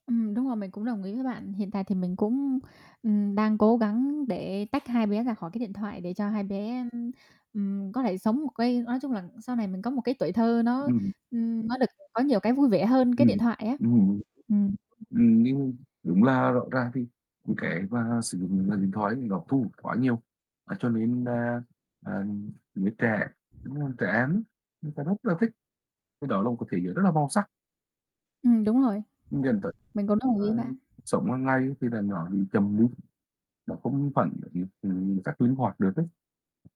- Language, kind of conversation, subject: Vietnamese, unstructured, Công nghệ có khiến chúng ta quá phụ thuộc vào điện thoại không?
- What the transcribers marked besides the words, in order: other background noise; static; tapping; distorted speech; wind; unintelligible speech